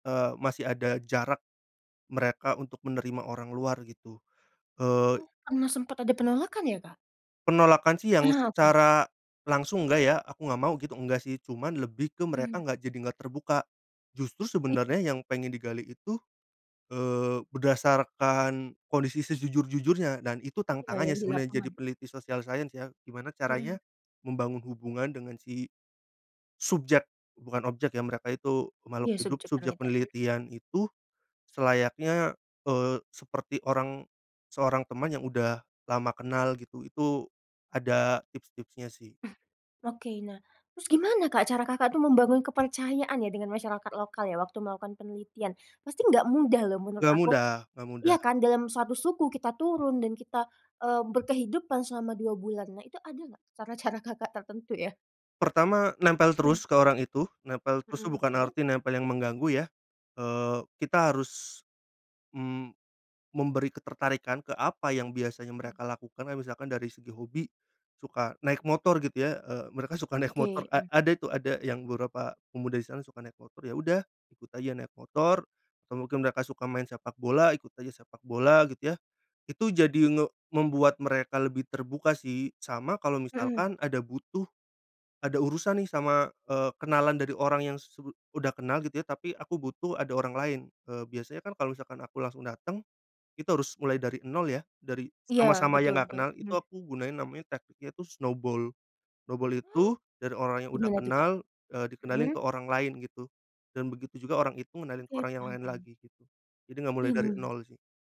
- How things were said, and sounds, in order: in English: "science"; other background noise; tapping; laughing while speaking: "cara-cara Kakak tertentu ya?"; laughing while speaking: "suka naik motor"
- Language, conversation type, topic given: Indonesian, podcast, Bagaimana cara kamu berinteraksi dengan budaya asing?